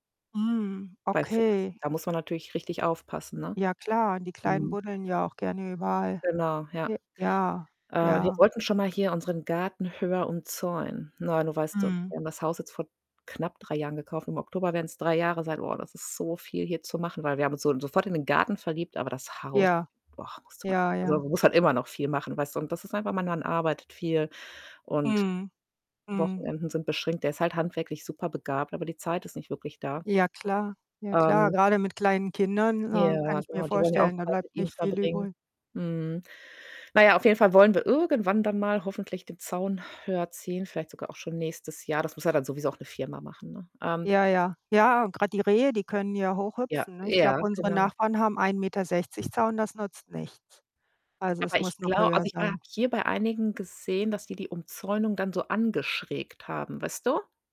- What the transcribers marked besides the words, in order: static; distorted speech
- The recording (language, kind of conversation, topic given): German, unstructured, Was überrascht dich an der Tierwelt in deiner Gegend am meisten?